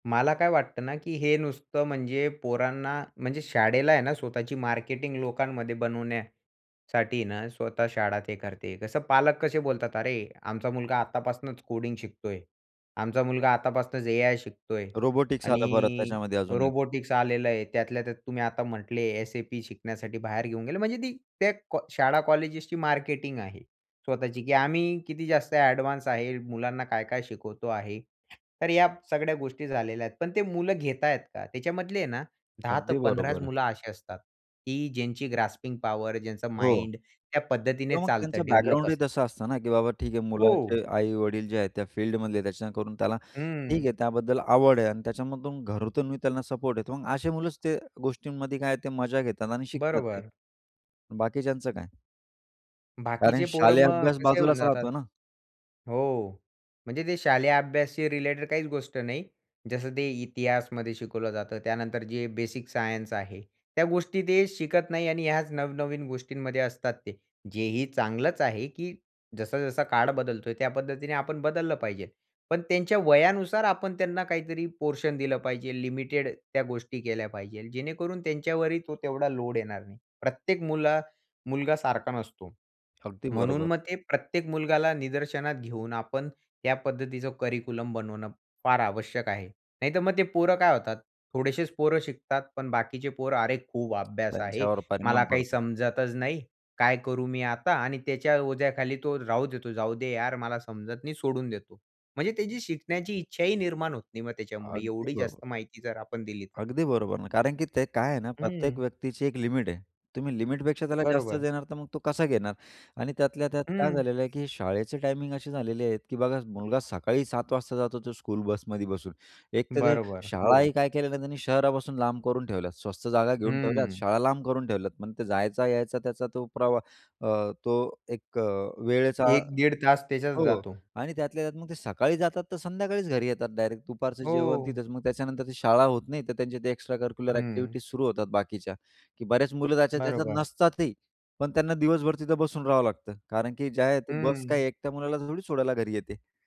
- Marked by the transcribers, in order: tapping; other noise; in English: "ग्रास्पिंग पॉवर"; in English: "माइंड"; in English: "डेव्हलप"; in English: "बॅकग्राऊंडही"; other background noise; in English: "पोर्शन"; in English: "करिक्युलम"; in English: "स्कूल बसमध्ये"; in English: "एक्स्ट्रा करिक्युलर ॲक्टिव्हिटीज"
- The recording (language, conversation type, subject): Marathi, podcast, मुलांवरील माहितीचा मारा कमी करण्यासाठी तुम्ही कोणते उपाय सुचवाल?
- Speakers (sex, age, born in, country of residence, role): male, 20-24, India, India, guest; male, 35-39, India, India, host